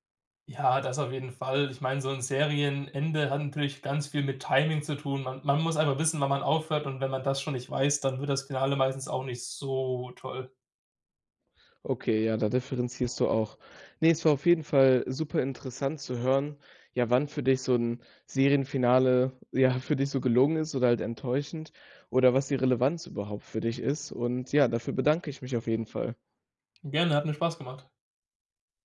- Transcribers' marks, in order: drawn out: "so"; laughing while speaking: "ja"; other background noise
- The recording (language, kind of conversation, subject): German, podcast, Was macht ein Serienfinale für dich gelungen oder enttäuschend?